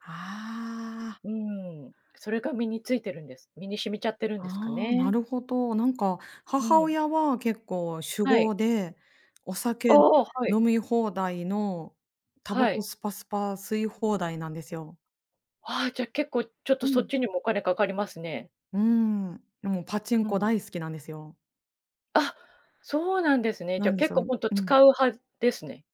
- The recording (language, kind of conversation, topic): Japanese, podcast, 世代によってお金の使い方はどのように違うと思いますか？
- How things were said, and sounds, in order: none